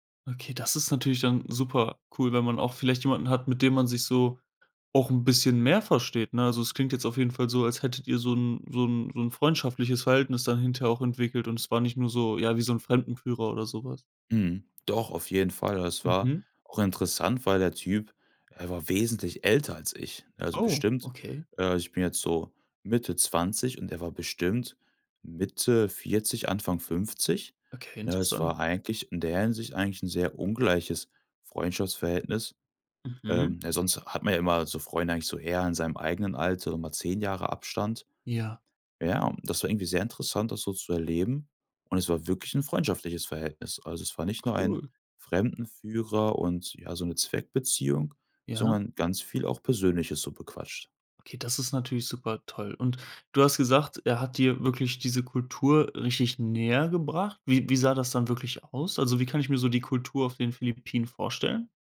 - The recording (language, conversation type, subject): German, podcast, Erzählst du von einer Person, die dir eine Kultur nähergebracht hat?
- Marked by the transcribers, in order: none